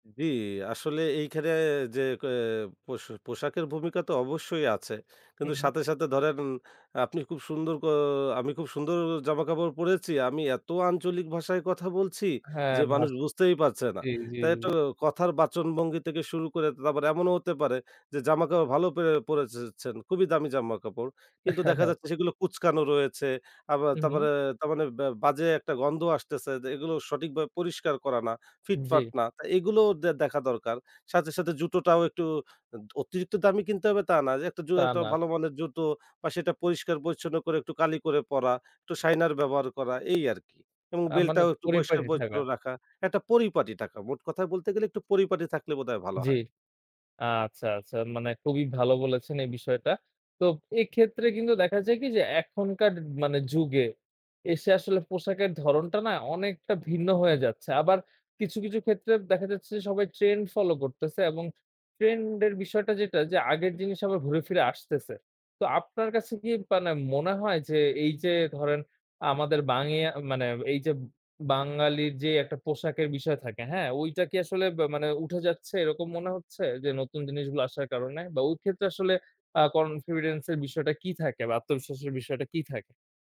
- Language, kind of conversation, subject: Bengali, podcast, পোশাক কি আত্মবিশ্বাস বাড়াতে সাহায্য করে বলে আপনি মনে করেন?
- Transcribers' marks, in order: other background noise; laughing while speaking: "হ্যাঁ"; in English: "confidence"